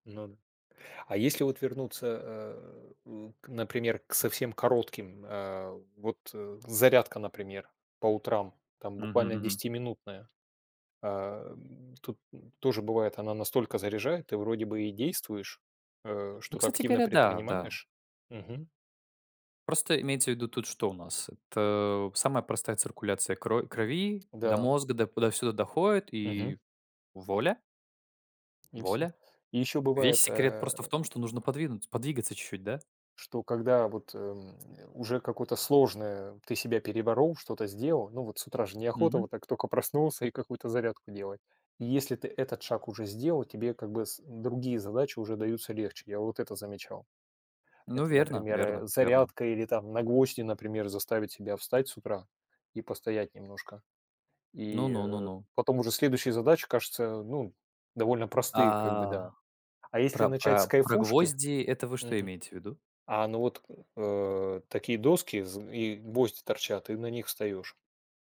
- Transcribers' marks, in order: tapping
- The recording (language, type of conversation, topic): Russian, unstructured, Как спорт помогает справляться со стрессом?